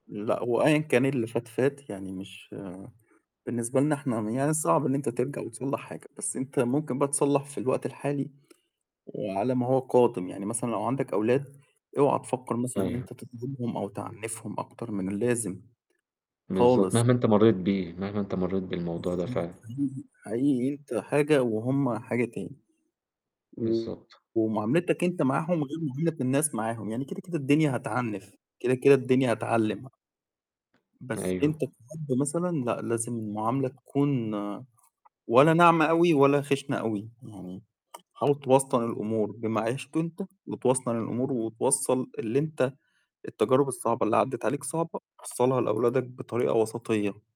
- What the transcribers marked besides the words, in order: tapping; static; distorted speech; other background noise
- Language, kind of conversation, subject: Arabic, unstructured, إزاي الذكريات بتأثر على ثقتك في نفسك وإنت بتتفاوض؟
- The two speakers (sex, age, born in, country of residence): male, 20-24, Egypt, Egypt; male, 30-34, Egypt, Egypt